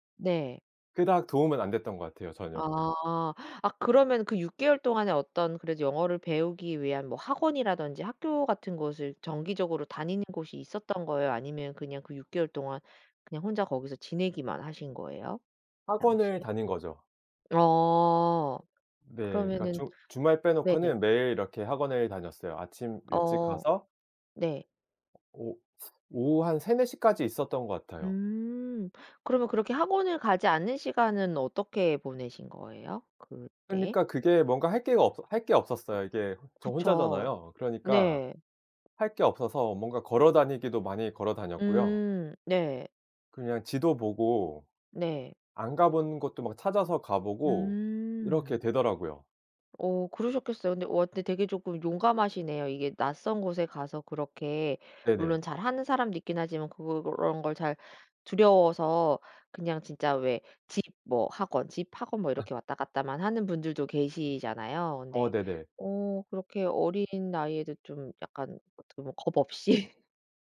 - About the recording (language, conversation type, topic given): Korean, podcast, 첫 혼자 여행은 어땠어요?
- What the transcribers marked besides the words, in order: other background noise; tapping; laugh; laughing while speaking: "없이"